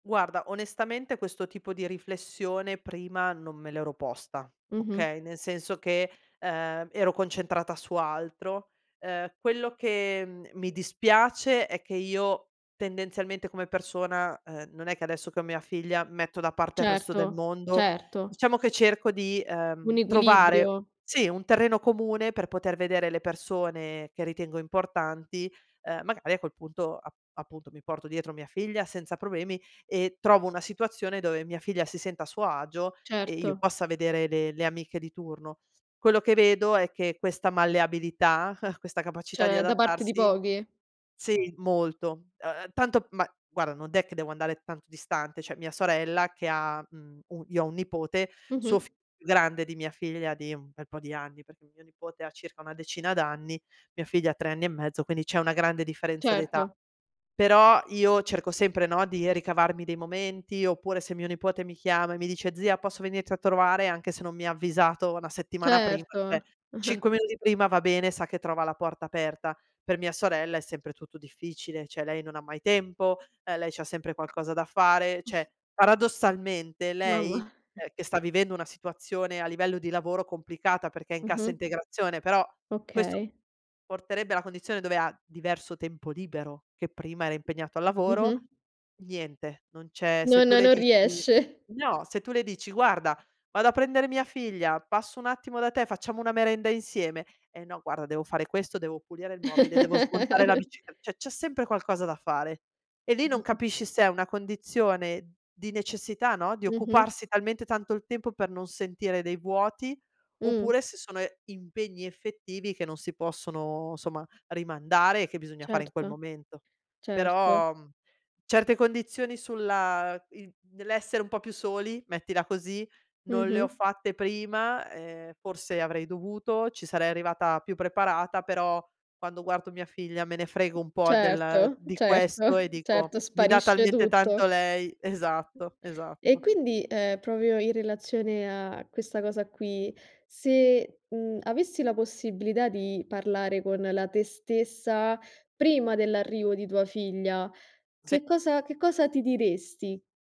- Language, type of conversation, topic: Italian, podcast, Qual è stato un momento che ti ha cambiato la vita?
- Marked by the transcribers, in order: chuckle; "Cioè" said as "ceh"; chuckle; "cioè" said as "ceh"; chuckle; laughing while speaking: "Mamma"; "cioè" said as "ceh"; chuckle; tapping; laughing while speaking: "riesce"; giggle; chuckle; other background noise